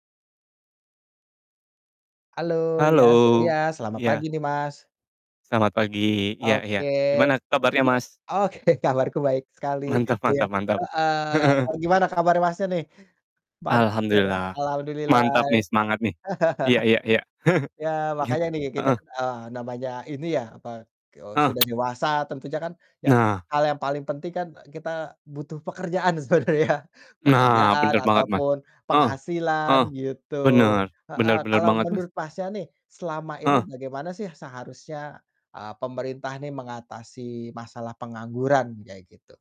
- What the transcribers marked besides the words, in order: background speech; laughing while speaking: "Oke"; unintelligible speech; chuckle; distorted speech; chuckle; chuckle; laughing while speaking: "Gi"; static; laughing while speaking: "sebenarnya"
- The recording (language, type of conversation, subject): Indonesian, unstructured, Bagaimana seharusnya pemerintah mengatasi masalah pengangguran?
- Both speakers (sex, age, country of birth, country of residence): male, 30-34, Indonesia, Indonesia; male, 40-44, Indonesia, Indonesia